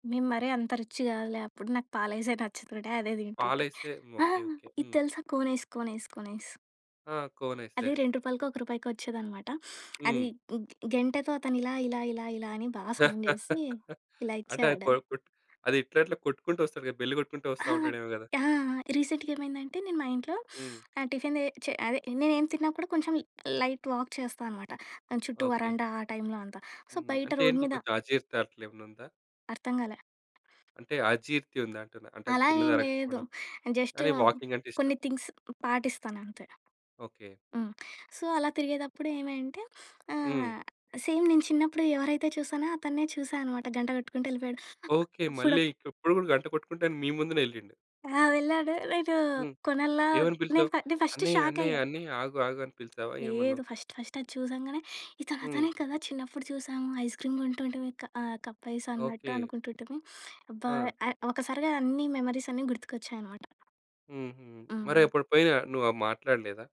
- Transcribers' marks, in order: in English: "రిచ్చ్"; in English: "కోనైస్"; tapping; laugh; in English: "సౌండ్"; other background noise; in English: "రీసెంట్‌గా"; sniff; in English: "టిఫిన్"; in English: "లైట్ వాక్"; in English: "సో"; in English: "రోడ్"; in English: "థింగ్స్"; in English: "సో"; sniff; in English: "సేమ్"; in English: "ఫస్ట్"; in English: "ఫస్ట్, ఫస్ట్"; sniff
- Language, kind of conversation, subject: Telugu, podcast, ఏ రుచి మీకు ఒకప్పటి జ్ఞాపకాన్ని గుర్తుకు తెస్తుంది?